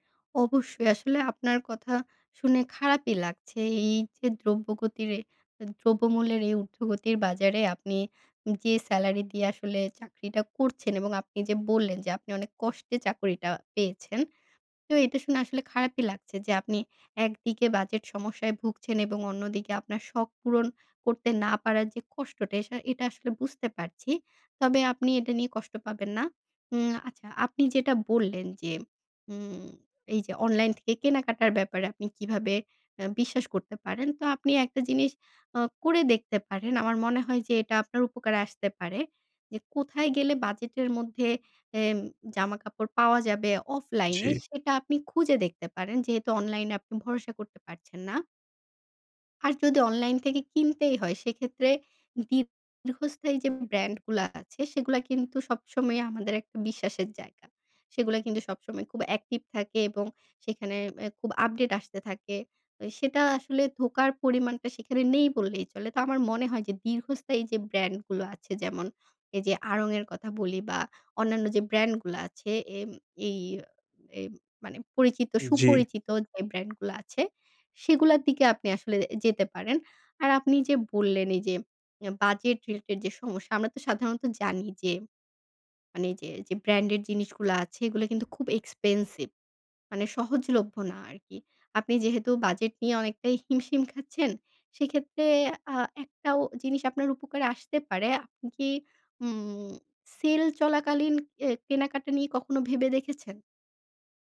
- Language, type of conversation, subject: Bengali, advice, বাজেটের মধ্যে ভালো মানের পোশাক কোথায় এবং কীভাবে পাব?
- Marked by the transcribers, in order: tapping